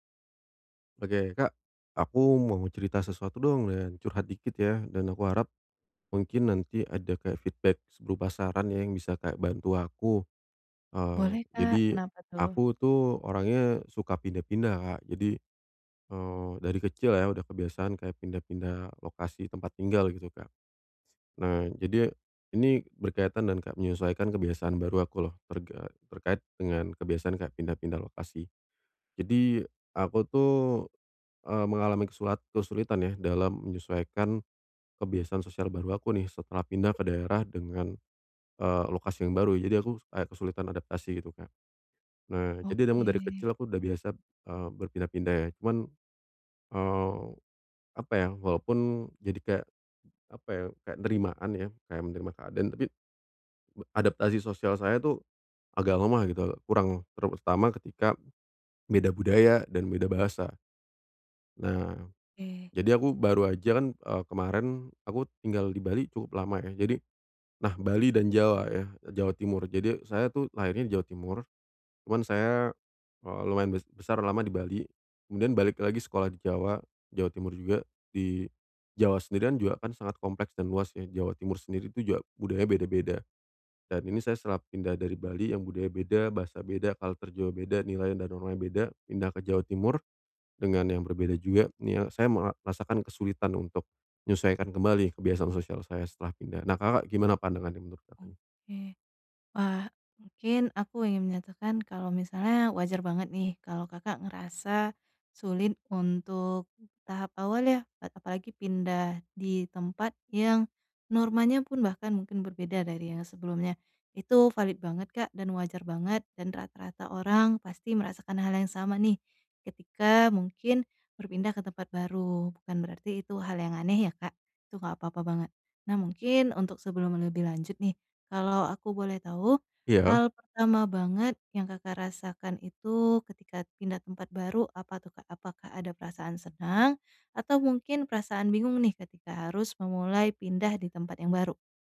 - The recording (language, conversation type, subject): Indonesian, advice, Bagaimana cara menyesuaikan diri dengan kebiasaan sosial baru setelah pindah ke daerah yang normanya berbeda?
- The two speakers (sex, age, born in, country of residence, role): female, 25-29, Indonesia, Indonesia, advisor; male, 30-34, Indonesia, Indonesia, user
- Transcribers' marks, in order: in English: "feedback"; tapping; in English: "culture"; "merasakan" said as "merarasakan"; "kan" said as "kat"